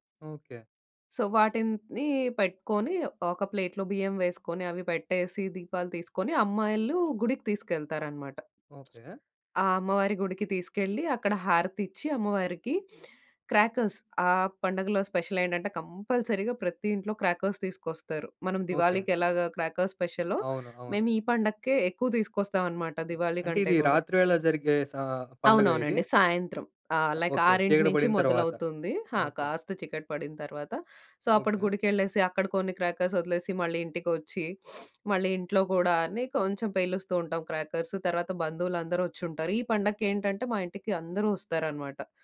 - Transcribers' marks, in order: in English: "సో"; in English: "ప్లేట్‌లో"; other noise; in English: "క్రాకర్స్"; in English: "కంపల్సరీగా"; in English: "క్రాకర్స్"; in English: "క్రాకర్స్ స్పెషలో"; other background noise; in English: "లైక్"; in English: "సో"; in English: "క్రాకర్స్"; sniff
- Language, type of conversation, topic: Telugu, podcast, ఎక్కడైనా పండుగలో పాల్గొన్నప్పుడు మీకు గుర్తుండిపోయిన జ్ఞాపకం ఏది?